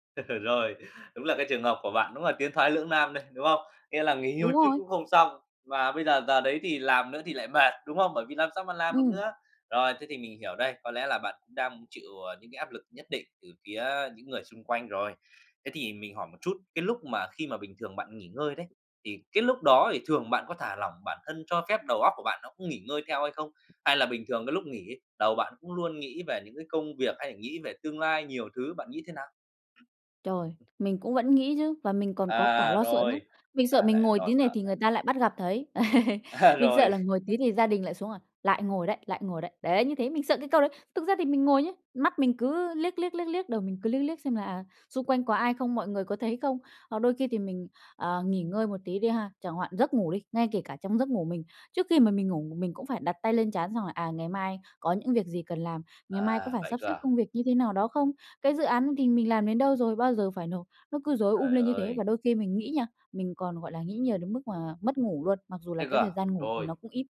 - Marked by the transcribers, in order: laugh; tapping; chuckle; laughing while speaking: "À"; chuckle
- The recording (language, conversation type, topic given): Vietnamese, advice, Làm sao để tôi cho phép bản thân nghỉ ngơi mà không cảm thấy có lỗi?